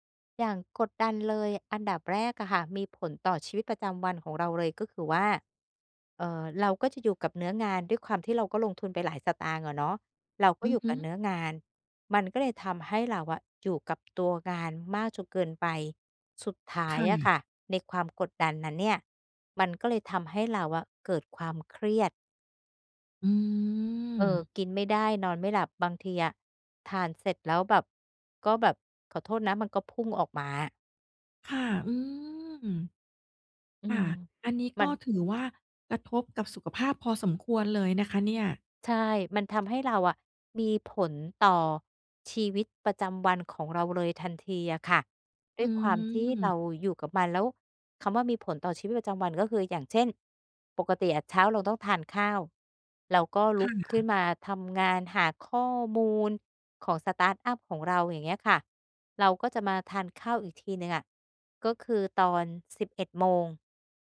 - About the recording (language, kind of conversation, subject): Thai, advice, คุณรับมือกับความกดดันจากความคาดหวังของคนรอบข้างจนกลัวจะล้มเหลวอย่างไร?
- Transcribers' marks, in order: drawn out: "อืม"; drawn out: "อืม"; in English: "สตาร์ตอัป"